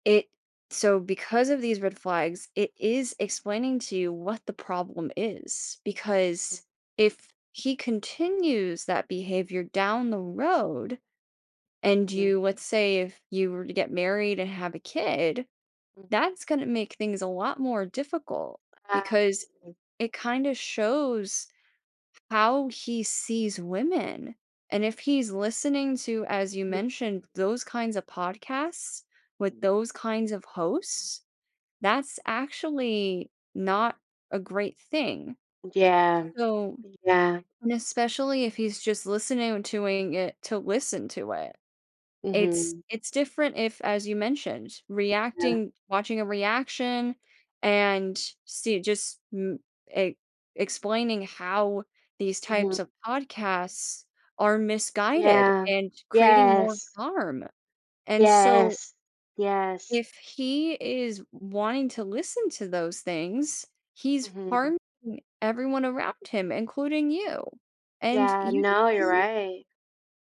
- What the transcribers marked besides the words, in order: unintelligible speech; other background noise; unintelligible speech; unintelligible speech; unintelligible speech; "doing" said as "toing"; tapping; unintelligible speech
- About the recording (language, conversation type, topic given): English, advice, How can I express my feelings to my partner?